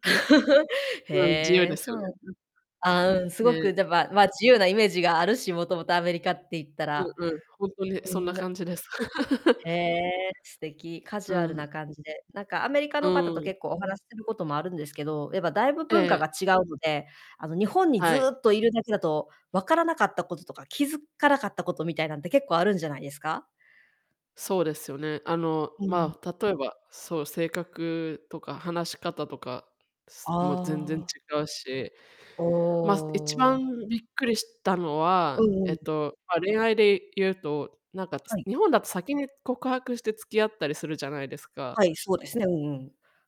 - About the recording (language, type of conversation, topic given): Japanese, unstructured, 山と海、どちらが好きですか？その理由は何ですか？
- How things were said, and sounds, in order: laugh; distorted speech; other background noise; chuckle